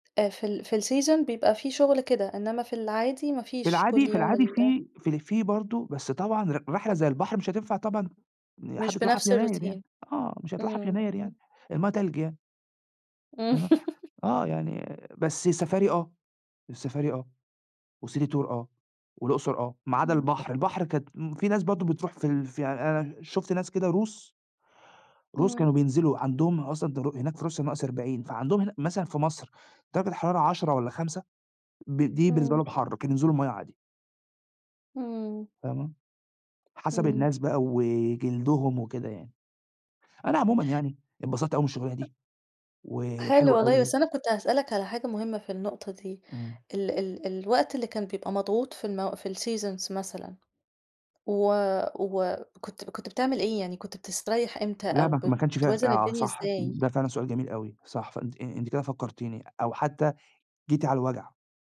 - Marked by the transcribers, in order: in English: "الseason"; in English: "الroutine"; chuckle; in English: "وcity tour"; in English: "الseasons"
- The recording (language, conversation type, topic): Arabic, podcast, إزاي بتحافظ على التوازن بين الشغل والحياة؟